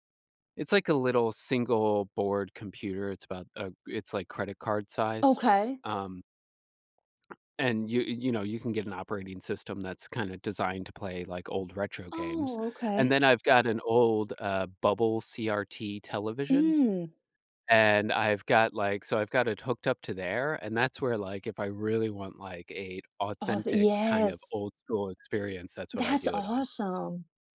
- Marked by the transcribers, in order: other background noise; tapping
- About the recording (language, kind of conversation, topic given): English, unstructured, How do your memories of classic video games compare to your experiences with modern gaming?
- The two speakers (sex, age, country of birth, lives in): female, 25-29, United States, United States; male, 35-39, United States, United States